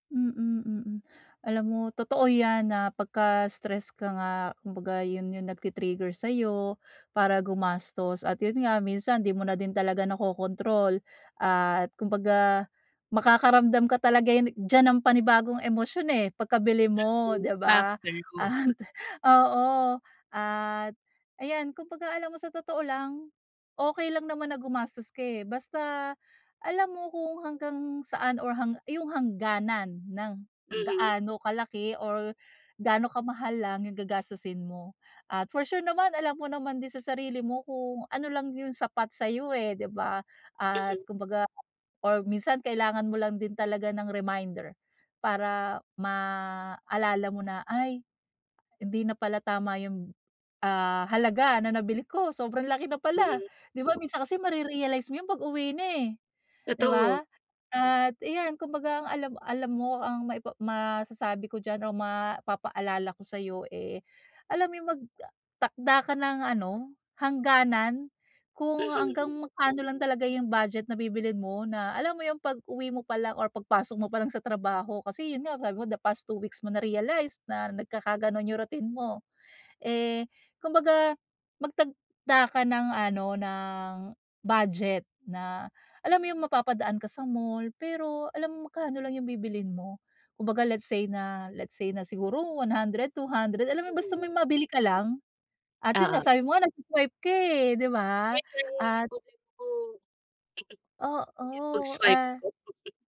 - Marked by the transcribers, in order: other background noise; laughing while speaking: "At"; tapping; "magtakda" said as "magtagda"
- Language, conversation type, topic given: Filipino, advice, Bakit lagi akong gumagastos bilang gantimpala kapag nai-stress ako, at paano ko ito maiiwasan?